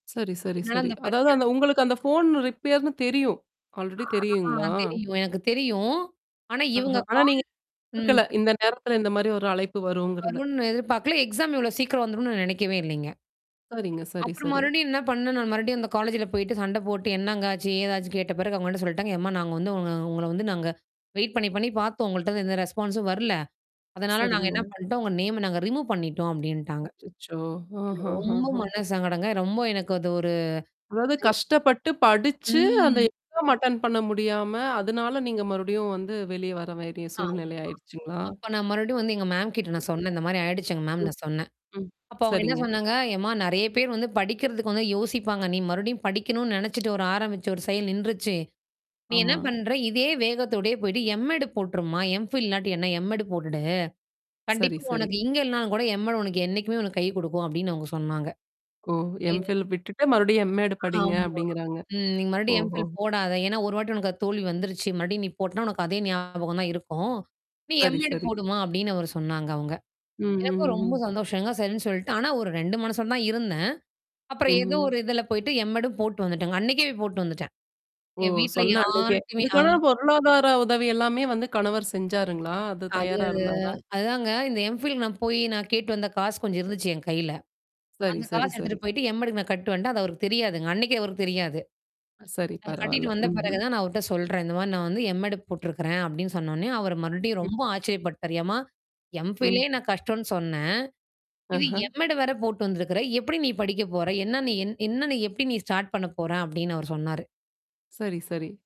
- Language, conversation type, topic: Tamil, podcast, மீண்டும் படிக்கத் தொடங்குபவர் முதலில் என்ன செய்ய வேண்டும்?
- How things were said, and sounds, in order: in English: "ஃபோன் ரிப்பேர்ன்னு"; in English: "ஆல்ரெடி"; mechanical hum; distorted speech; other background noise; static; in English: "எக்ஸாம்"; in English: "வெயிட்"; in English: "ரெஸ்பான்ஸும்"; in English: "நேம்ம"; in English: "ரிமூவ்"; unintelligible speech; drawn out: "ம்"; in English: "எக்ஸாம் அட்டண்ட்"; unintelligible speech; tapping; unintelligible speech; drawn out: "அது"; in English: "ஸ்டார்ட்"